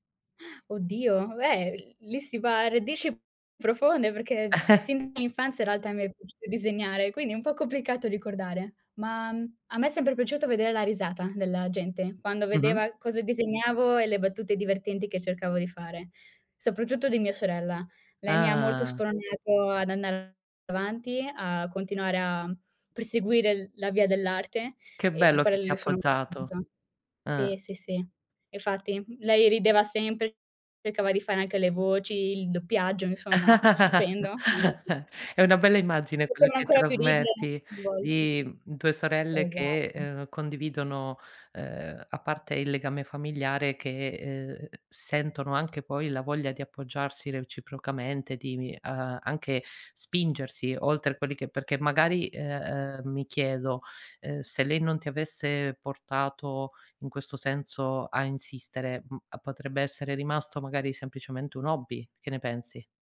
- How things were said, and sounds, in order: tapping; other background noise; chuckle; unintelligible speech; chuckle; unintelligible speech; unintelligible speech
- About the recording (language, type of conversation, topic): Italian, podcast, Qual è il tuo stile personale e come è nato?